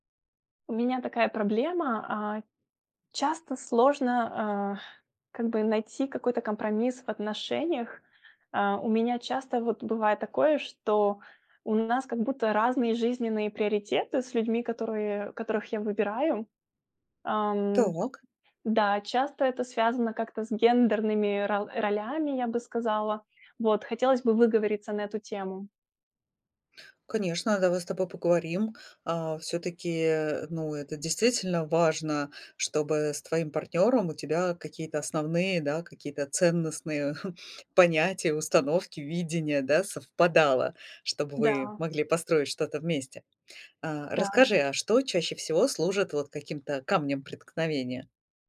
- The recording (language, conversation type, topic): Russian, advice, Как понять, совместимы ли мы с партнёром, если наши жизненные приоритеты не совпадают?
- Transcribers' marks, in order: tapping; chuckle